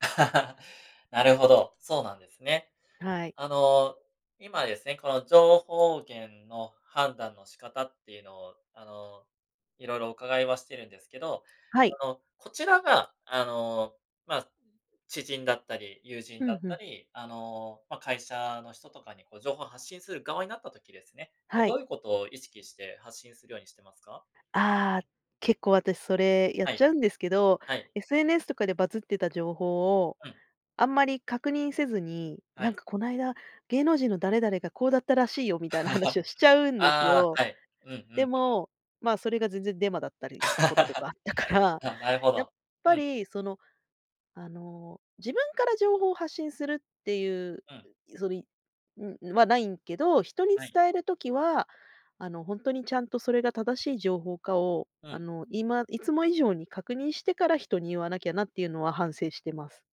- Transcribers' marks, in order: laugh; laugh; laugh
- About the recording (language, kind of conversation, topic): Japanese, podcast, 普段、情報源の信頼性をどのように判断していますか？